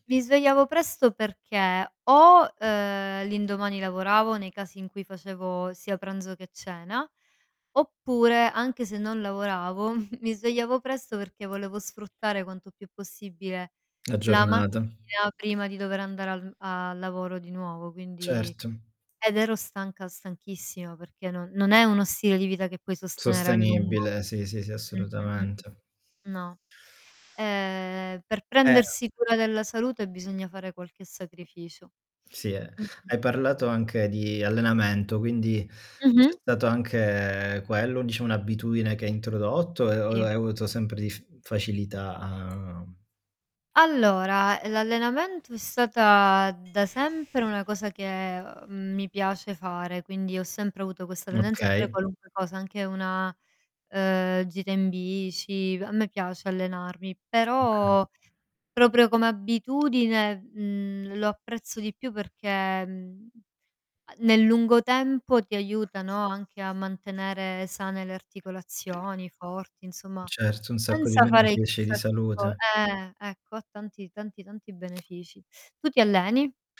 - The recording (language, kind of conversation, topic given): Italian, unstructured, Hai mai cambiato una tua abitudine per migliorare la tua salute?
- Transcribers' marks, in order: tapping; chuckle; other background noise; static; distorted speech; "Si" said as "ì"; mechanical hum